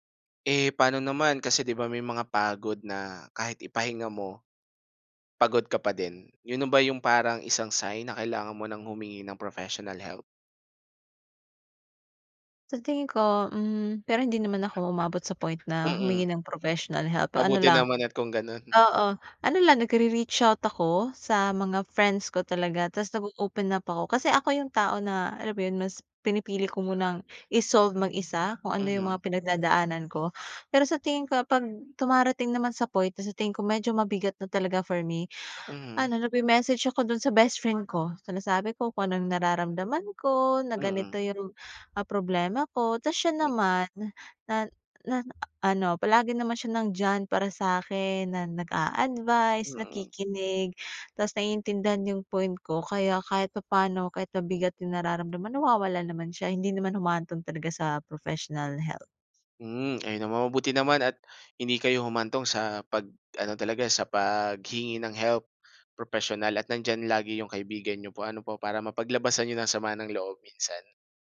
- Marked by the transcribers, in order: in English: "professional help?"; dog barking; in English: "professional help"; other street noise; tapping; in English: "professional help"
- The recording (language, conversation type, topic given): Filipino, podcast, Paano ka humaharap sa pressure ng mga tao sa paligid mo?